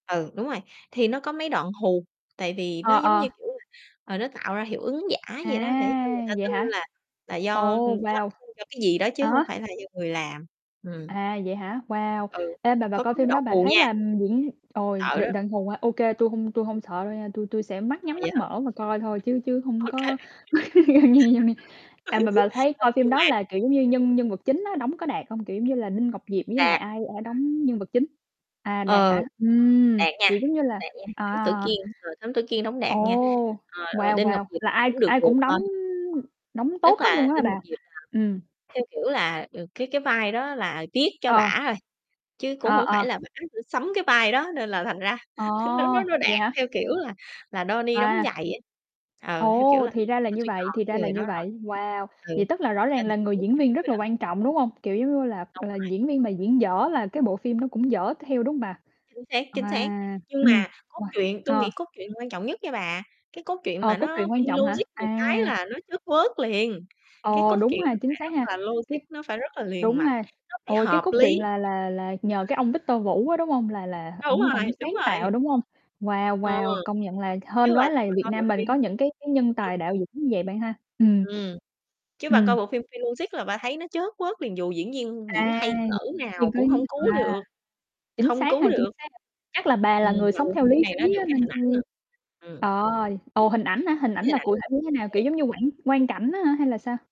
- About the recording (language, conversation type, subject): Vietnamese, unstructured, Bạn nghĩ điều gì làm nên một bộ phim hay?
- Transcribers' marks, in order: other background noise; static; distorted speech; mechanical hum; unintelligible speech; tapping; unintelligible speech; laughing while speaking: "Ô kê"; laugh; unintelligible speech; laugh; laughing while speaking: "ra"; unintelligible speech; unintelligible speech; sniff; unintelligible speech; unintelligible speech